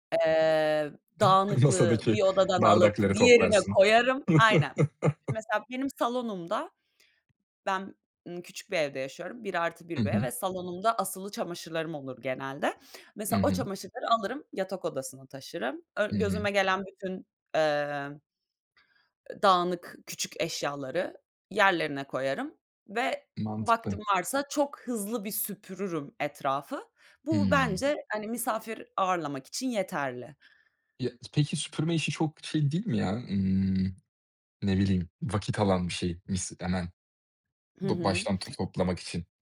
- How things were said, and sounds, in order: other background noise; chuckle; tapping; unintelligible speech
- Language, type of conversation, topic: Turkish, podcast, Dağınıklıkla başa çıkmak için hangi yöntemleri kullanıyorsun?